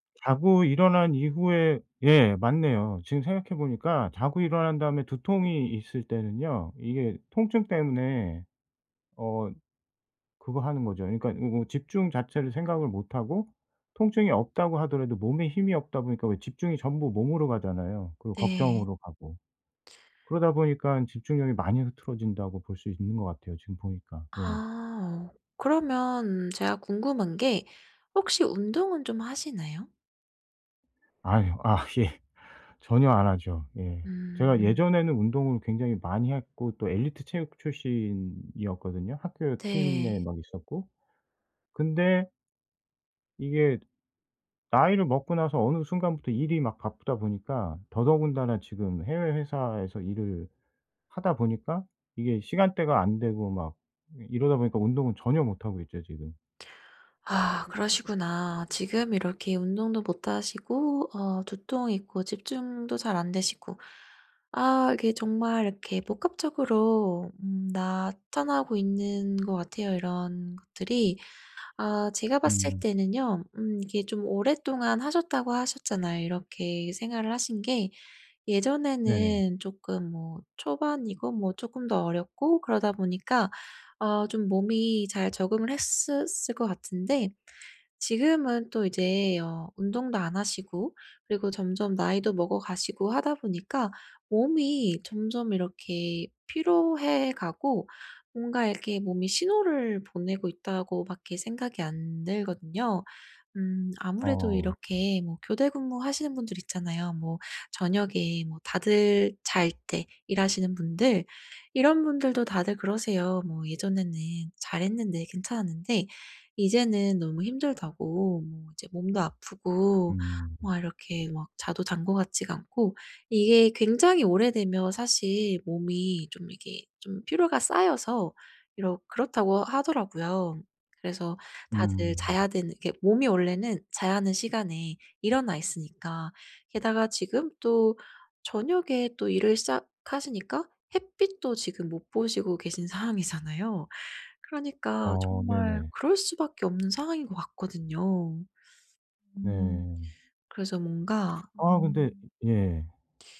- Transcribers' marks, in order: other background noise; laughing while speaking: "아 예"; laughing while speaking: "상황이잖아요"
- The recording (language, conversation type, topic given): Korean, advice, 충분히 잤는데도 아침에 계속 무기력할 때 어떻게 하면 더 활기차게 일어날 수 있나요?
- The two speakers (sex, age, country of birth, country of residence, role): female, 30-34, South Korea, United States, advisor; male, 45-49, South Korea, South Korea, user